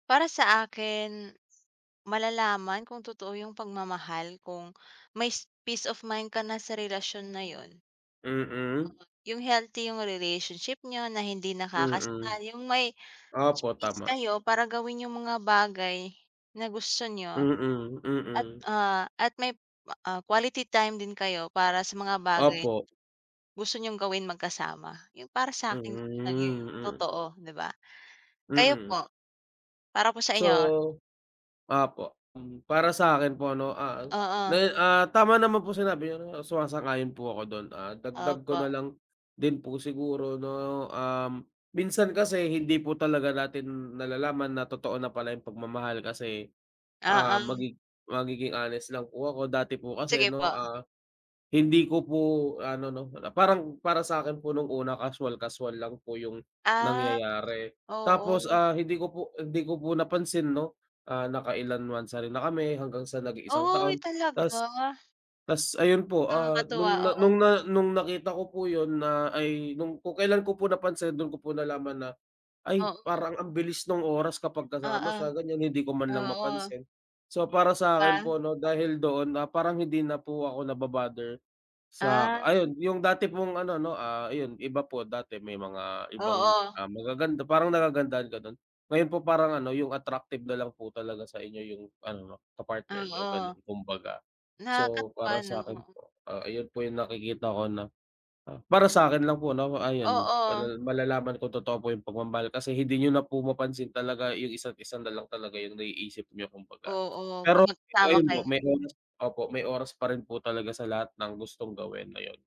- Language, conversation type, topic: Filipino, unstructured, Paano mo malalaman kung tunay ang pagmamahal?
- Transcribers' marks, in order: bird; "may" said as "mays"; tapping; other background noise